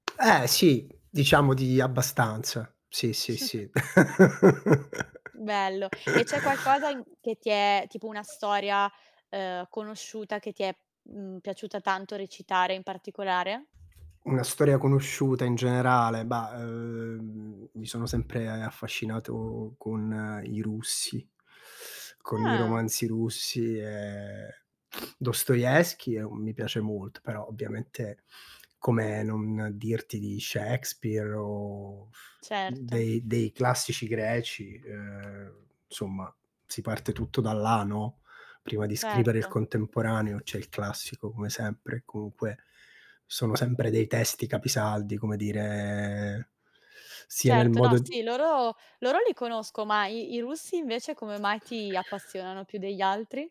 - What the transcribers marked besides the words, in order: tapping; chuckle; chuckle; other noise; other background noise; inhale; sniff; drawn out: "dire"
- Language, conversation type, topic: Italian, podcast, Come fai a raccontare una storia davvero coinvolgente a un pubblico?
- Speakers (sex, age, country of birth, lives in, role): female, 25-29, Italy, Italy, host; male, 45-49, Italy, Italy, guest